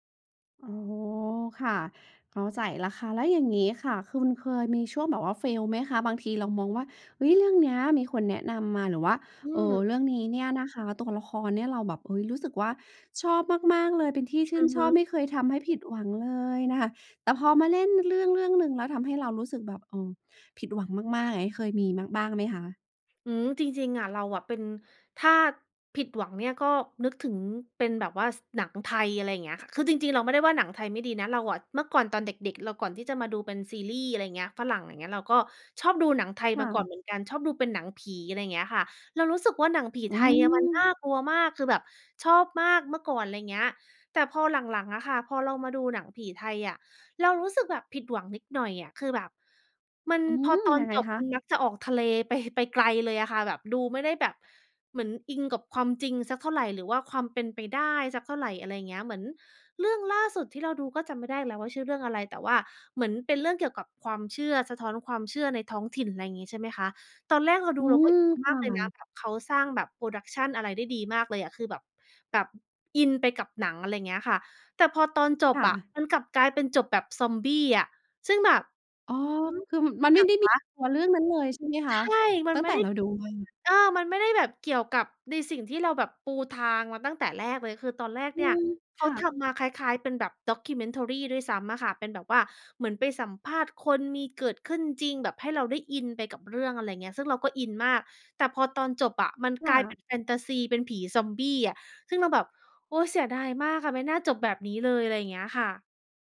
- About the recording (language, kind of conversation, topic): Thai, podcast, อะไรที่ทำให้หนังเรื่องหนึ่งโดนใจคุณได้ขนาดนั้น?
- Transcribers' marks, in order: in English: "fail"; in English: "documentary"